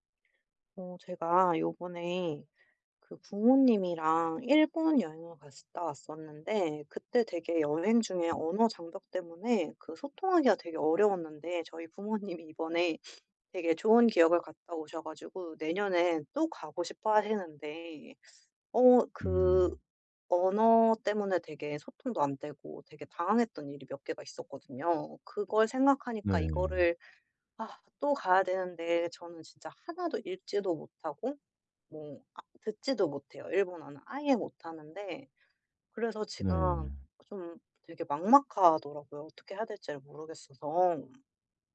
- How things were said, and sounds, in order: other background noise; laughing while speaking: "부모님이"; sniff; "제가" said as "지가"
- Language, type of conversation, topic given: Korean, advice, 여행 중 언어 장벽 때문에 소통이 어려울 때는 어떻게 하면 좋을까요?